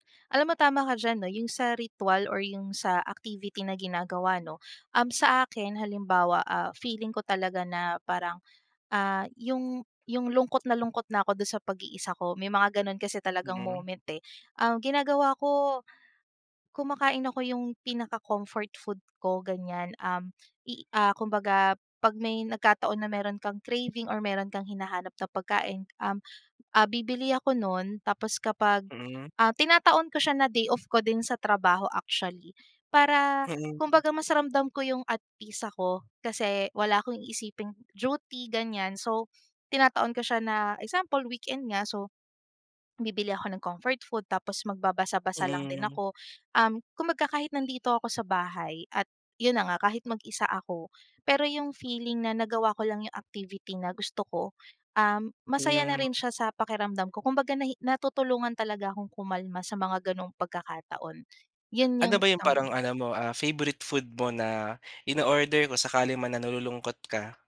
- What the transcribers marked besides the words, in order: tapping; sniff; alarm; other noise; dog barking
- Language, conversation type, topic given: Filipino, podcast, Ano ang simpleng ginagawa mo para hindi maramdaman ang pag-iisa?